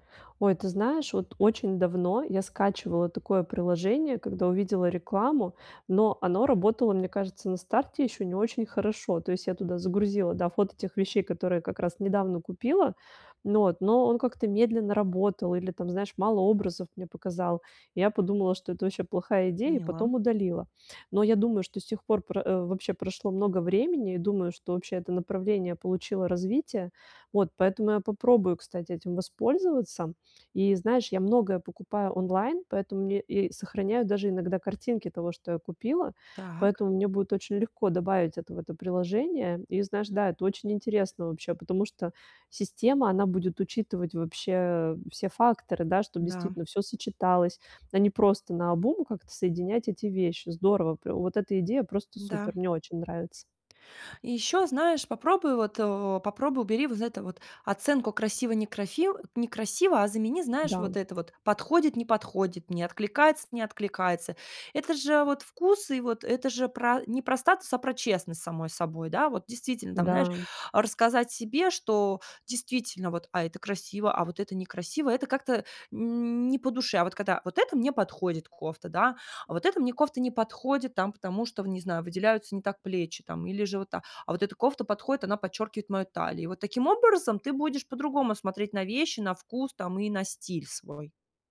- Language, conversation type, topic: Russian, advice, Как мне найти свой личный стиль и вкус?
- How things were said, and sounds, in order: drawn out: "не"